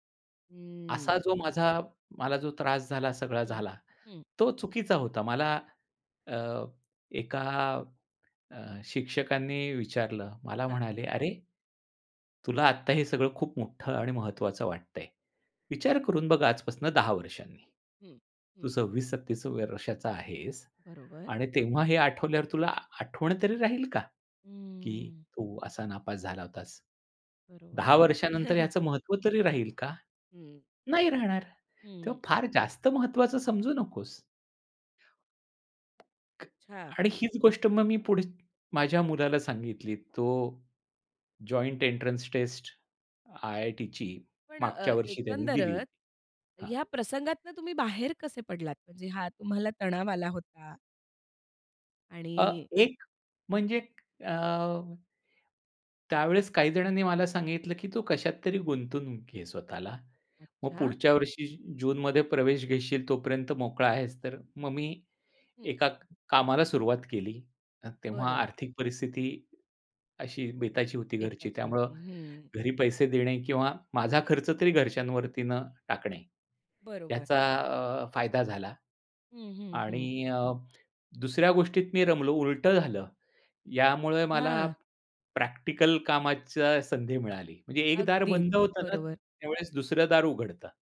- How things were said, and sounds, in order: chuckle; tapping; in English: "जॉइंट एन्ट्रन्स"; "गुंतवून" said as "गुंतवणूक"; other background noise
- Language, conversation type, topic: Marathi, podcast, तणावात स्वतःशी दयाळूपणा कसा राखता?